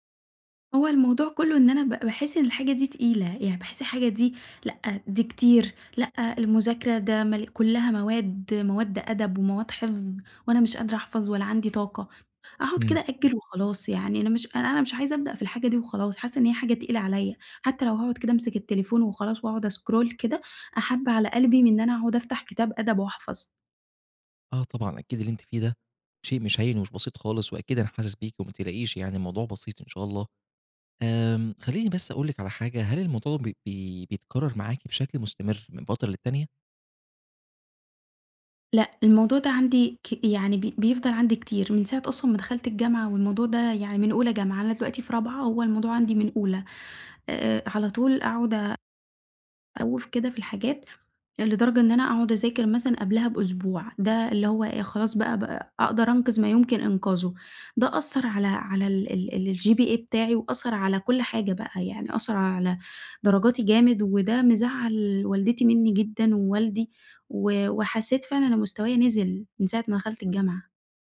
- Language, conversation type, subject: Arabic, advice, إزاي بتتعامل مع التسويف وبتخلص شغلك في آخر لحظة؟
- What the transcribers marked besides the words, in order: in English: "أسكرول"; in English: "الGPA"